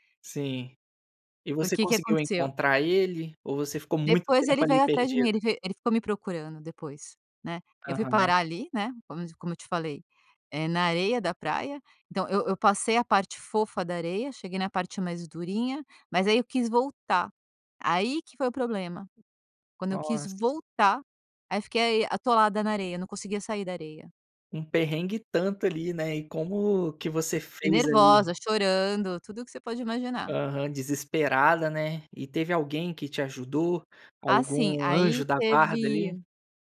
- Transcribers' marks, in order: other noise
- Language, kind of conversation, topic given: Portuguese, podcast, Você pode me contar uma história de viagem que deu errado e virou um aprendizado?